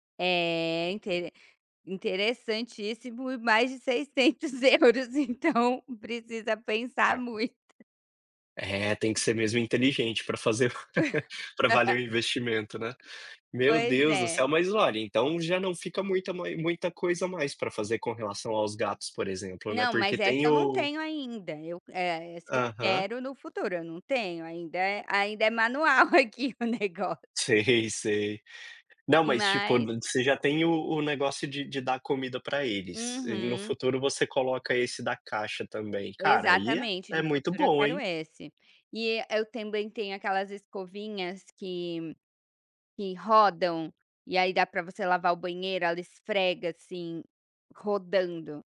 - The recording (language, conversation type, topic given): Portuguese, podcast, Como você equilibra trabalho e vida doméstica?
- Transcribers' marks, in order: laughing while speaking: "seiscentos euros, então precisa pensar muito"; unintelligible speech; tapping; chuckle; laughing while speaking: "manual aqui o negócio"